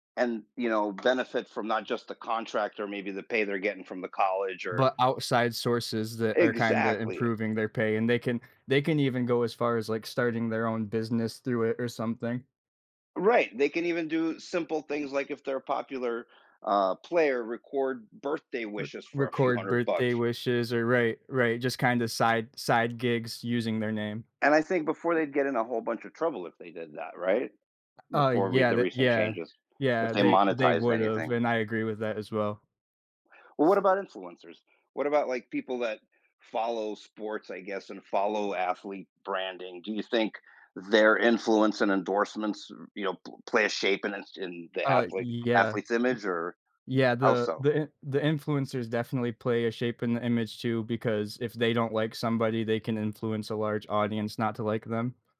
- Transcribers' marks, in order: other background noise
- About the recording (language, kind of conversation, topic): English, unstructured, How has social media changed the way athletes connect with their fans and shape their public image?
- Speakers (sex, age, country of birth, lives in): male, 20-24, United States, United States; male, 45-49, Ukraine, United States